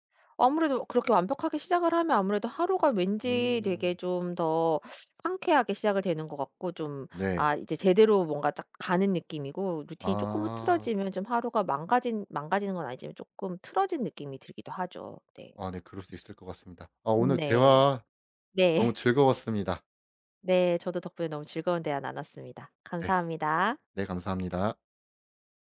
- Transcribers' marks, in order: laughing while speaking: "네"
- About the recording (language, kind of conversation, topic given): Korean, podcast, 아침 일과는 보통 어떻게 되세요?